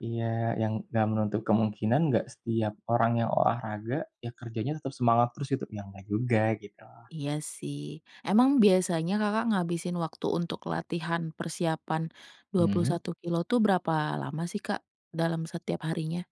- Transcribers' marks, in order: none
- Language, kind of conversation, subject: Indonesian, podcast, Bagaimana kamu mengatur waktu antara pekerjaan dan hobi?